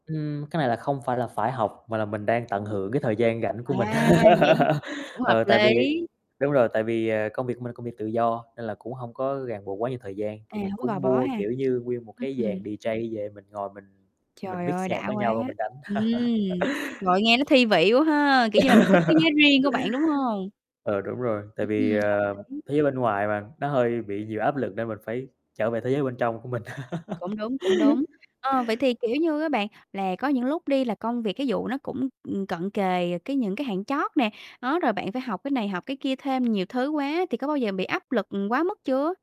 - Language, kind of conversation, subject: Vietnamese, podcast, Làm sao để giữ động lực học tập lâu dài một cách thực tế?
- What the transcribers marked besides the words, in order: other background noise; unintelligible speech; laugh; tapping; static; in English: "D-J"; in English: "mix"; laugh; distorted speech; laugh